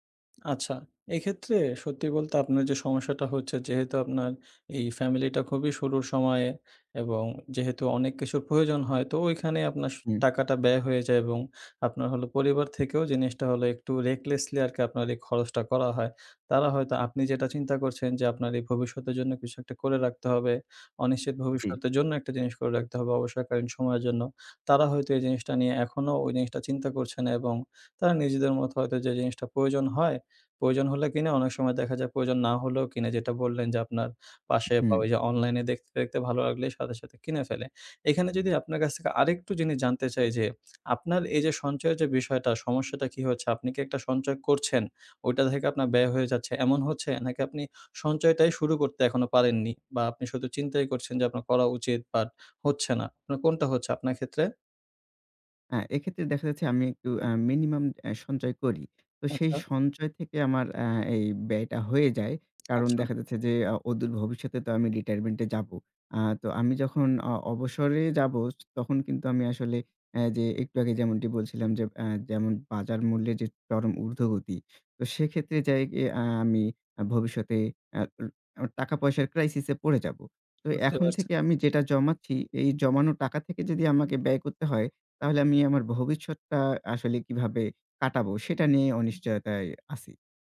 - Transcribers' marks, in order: in English: "recklessly"; tapping; "হ্যাঁ" said as "অ্যা"; tongue click
- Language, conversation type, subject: Bengali, advice, অবসরকালীন সঞ্চয় নিয়ে আপনি কেন টালবাহানা করছেন এবং অনিশ্চয়তা বোধ করছেন?